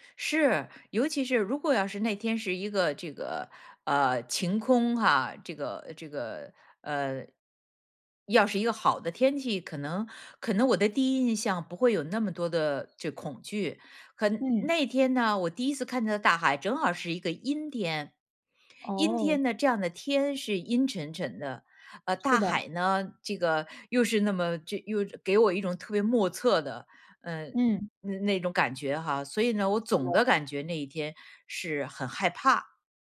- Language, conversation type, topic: Chinese, podcast, 你第一次看到大海时是什么感觉？
- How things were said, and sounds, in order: none